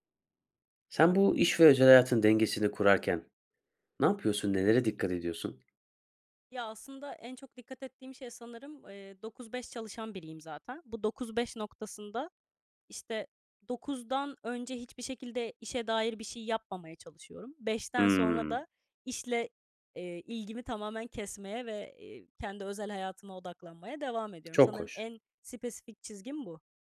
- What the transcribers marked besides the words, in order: other background noise
- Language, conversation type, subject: Turkish, podcast, İş-özel hayat dengesini nasıl kuruyorsun?